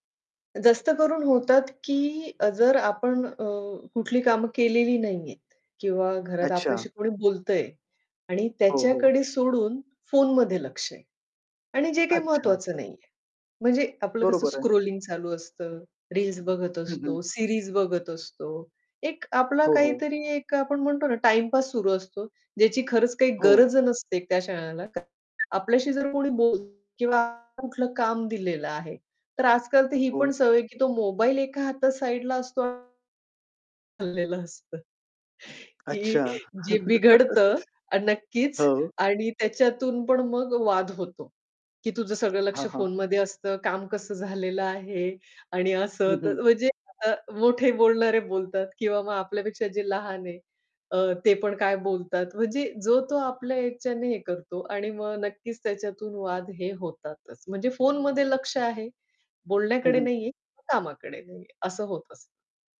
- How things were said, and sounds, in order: other background noise; static; in English: "स्क्रॉलिंग"; distorted speech; unintelligible speech; laughing while speaking: "की जे बिघडतं"; chuckle; tapping
- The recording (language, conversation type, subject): Marathi, podcast, भांडणानंतर नातं टिकवण्यासाठी कोणती छोटी सवय सर्वात उपयोगी ठरते?